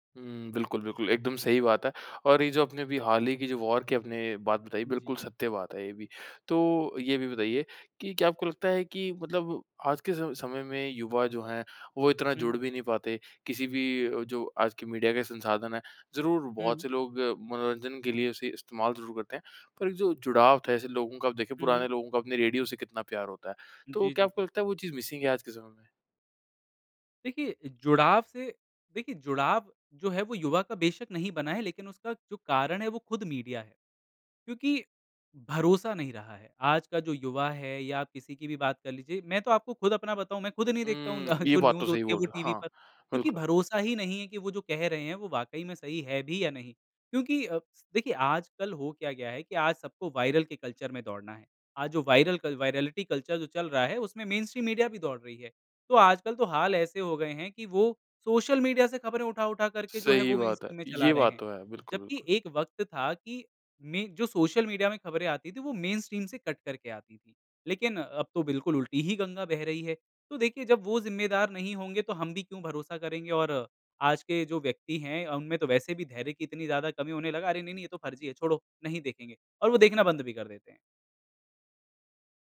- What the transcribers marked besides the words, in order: tapping; in English: "वॉर"; in English: "मिसिंग"; chuckle; in English: "न्यूज़"; lip smack; in English: "वायरल"; in English: "कल्चर"; in English: "वायरल कल वाइरेलिटी कल्चर"; in English: "मेनस्ट्रीम"; in English: "मेनस्ट्रीम"; in English: "मेनस्ट्रीम"; in English: "कट"
- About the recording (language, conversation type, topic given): Hindi, podcast, तुम्हारे मुताबिक़ पुराने मीडिया की कौन-सी बात की कमी आज महसूस होती है?